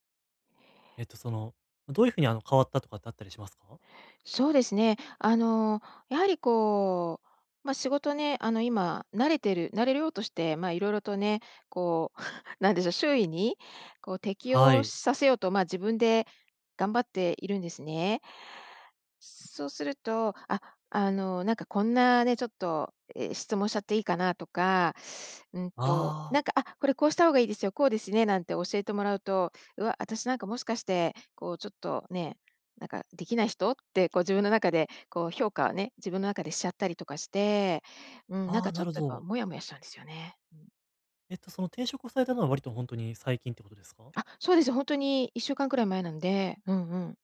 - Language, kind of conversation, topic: Japanese, advice, 他人の評価を気にしすぎない練習
- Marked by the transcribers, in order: other noise; laugh